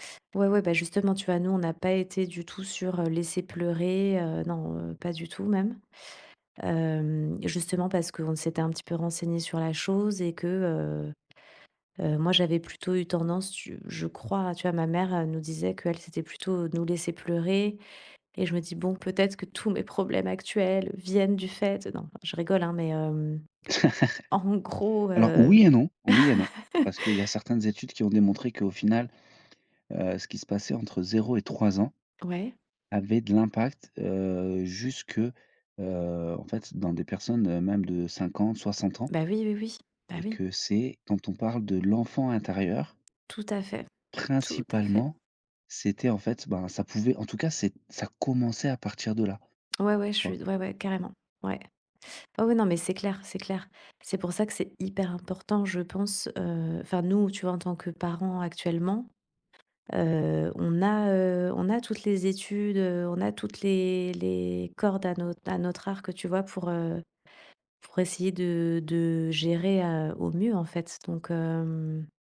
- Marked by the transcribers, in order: laugh; laugh; stressed: "principalement"; stressed: "tout"
- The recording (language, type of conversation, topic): French, podcast, Comment se déroule le coucher des enfants chez vous ?